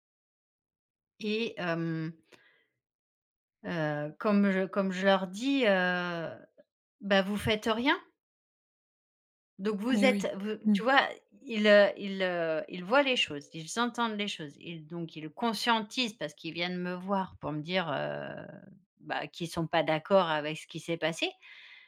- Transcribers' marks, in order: drawn out: "heu"
- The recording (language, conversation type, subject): French, advice, Comment gérer mon ressentiment envers des collègues qui n’ont pas remarqué mon épuisement ?